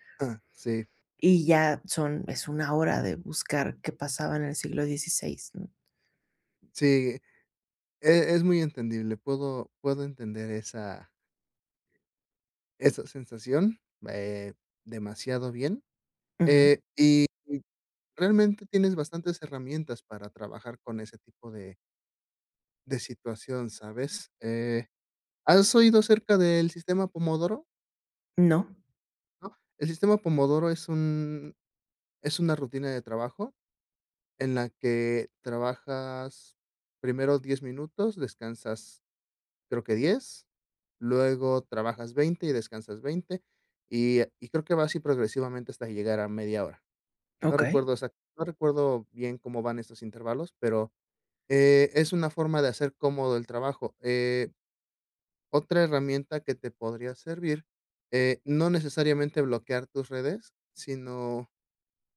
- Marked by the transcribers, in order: tapping
- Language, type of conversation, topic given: Spanish, advice, ¿Cómo puedo evitar distraerme con el teléfono o las redes sociales mientras trabajo?